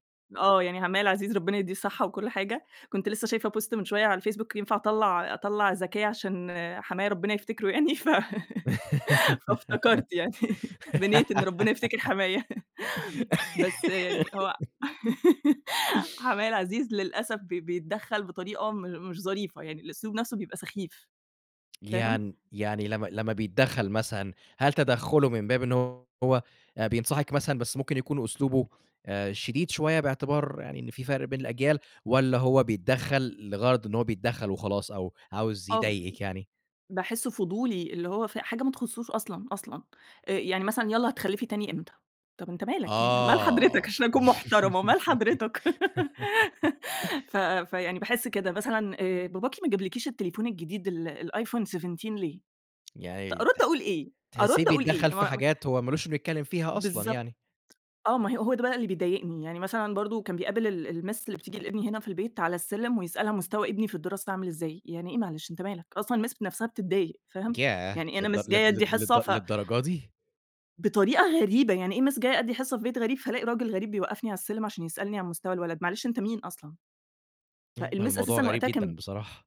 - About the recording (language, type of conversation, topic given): Arabic, podcast, إزاي بتتعاملوا مع تدخل أهل الشريك في خصوصياتكم؟
- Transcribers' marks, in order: in English: "post"; laugh; laugh; laughing while speaking: "ف فافتكرت يعني بنية إن ربنا يفتكر حمايا"; laugh; laughing while speaking: "مال حضرتَك علشان أكون محترمة، مال حضرتَك"; laugh; in English: "الMiss"; in English: "الMiss"; in English: "Miss"; in English: "Miss"; in English: "فالMiss"